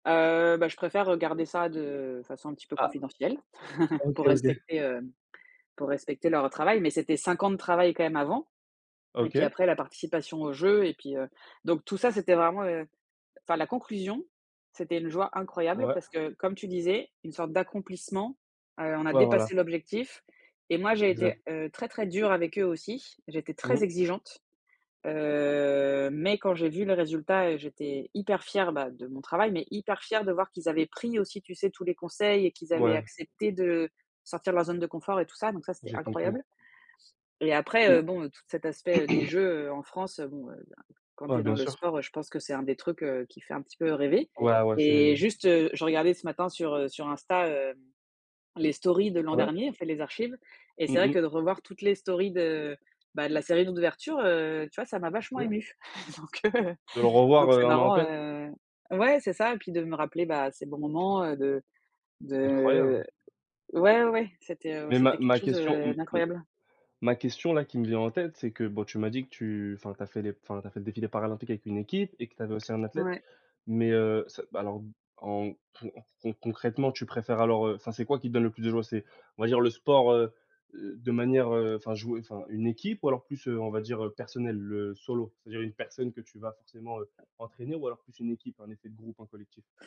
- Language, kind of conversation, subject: French, unstructured, Quelle est ta plus grande joie liée au sport ?
- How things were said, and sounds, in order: chuckle; stressed: "très"; drawn out: "heu"; stressed: "mais"; throat clearing; "d'ouverture" said as "d'oudverture"; laughing while speaking: "Donc heu"; other background noise; stressed: "personne"; tapping